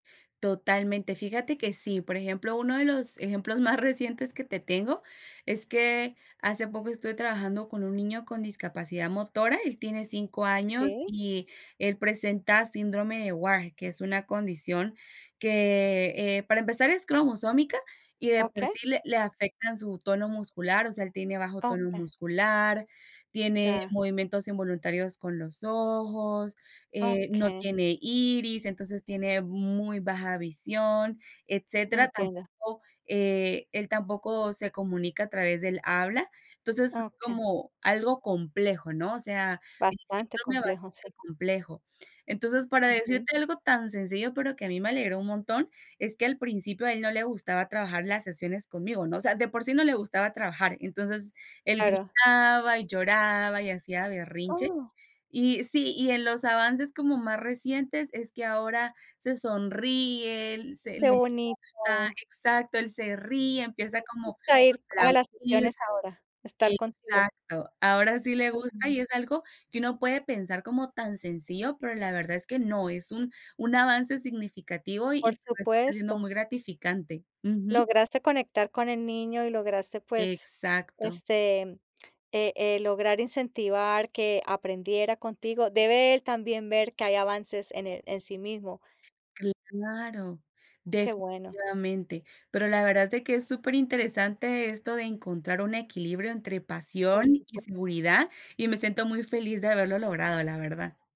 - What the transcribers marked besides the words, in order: none
- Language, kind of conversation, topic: Spanish, podcast, ¿Qué te impulsa más: la pasión o la seguridad?